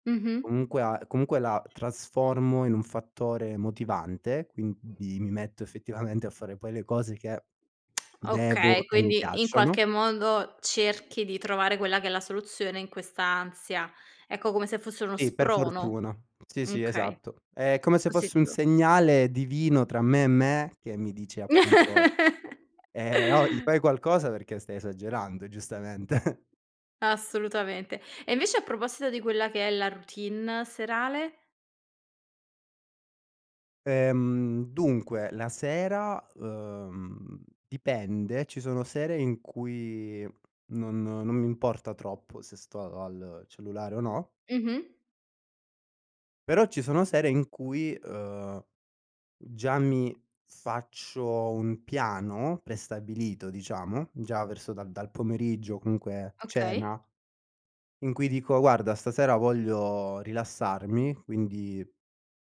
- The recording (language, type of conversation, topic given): Italian, podcast, Quando ti accorgi di aver bisogno di una pausa digitale?
- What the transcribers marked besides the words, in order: other background noise; "Sì" said as "ì"; laugh; laughing while speaking: "giustamente"; tapping